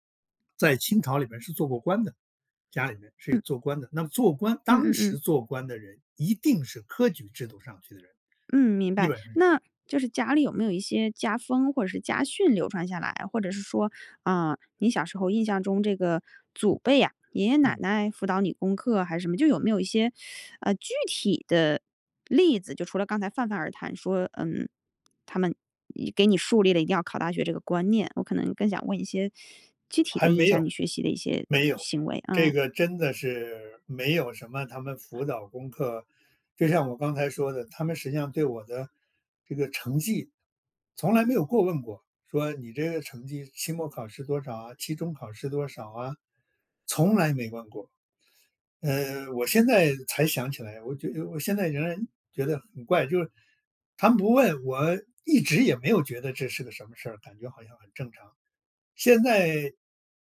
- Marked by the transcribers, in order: none
- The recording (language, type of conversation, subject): Chinese, podcast, 家人对你的学习有哪些影响？